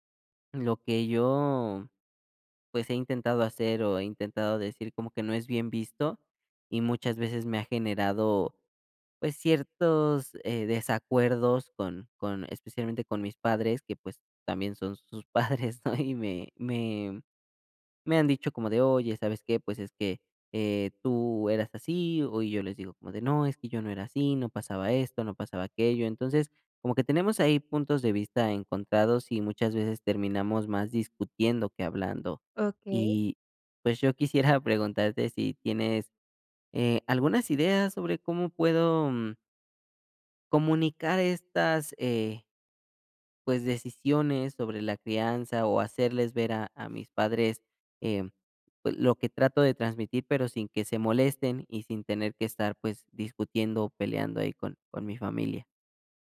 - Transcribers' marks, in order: laughing while speaking: "padres, ¿no?"; laughing while speaking: "quisiera"
- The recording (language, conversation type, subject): Spanish, advice, ¿Cómo puedo comunicar mis decisiones de crianza a mi familia sin generar conflictos?